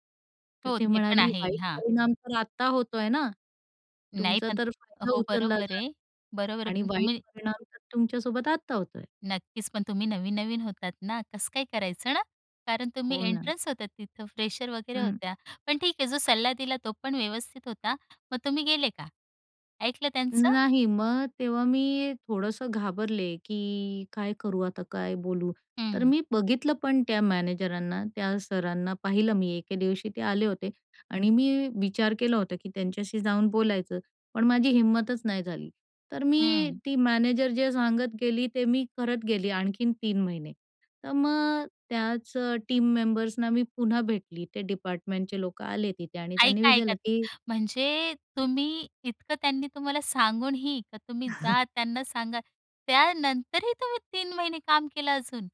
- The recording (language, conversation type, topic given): Marathi, podcast, अपयशानंतर तुमच्यात काय बदल झाला?
- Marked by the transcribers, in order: tapping; in English: "इंटर्न्स"; in English: "फ्रेशर"; in English: "टीम मेंबर्सना"; chuckle